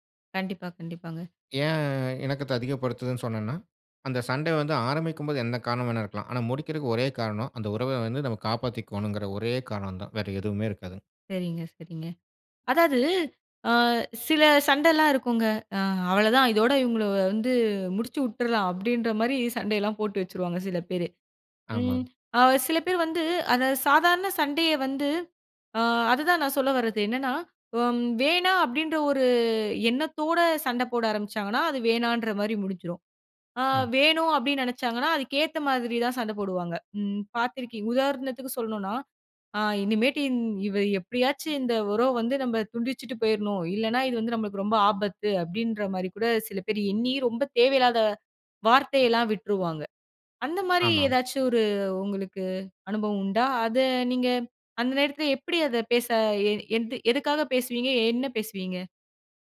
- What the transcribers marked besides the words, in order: other background noise; laughing while speaking: "உட்றலாம். அப்படின்ற மாரி சண்டைலாம் போட்டு வச்சுருவாங்க"; other noise
- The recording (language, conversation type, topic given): Tamil, podcast, சண்டை முடிந்த பிறகு உரையாடலை எப்படி தொடங்குவது?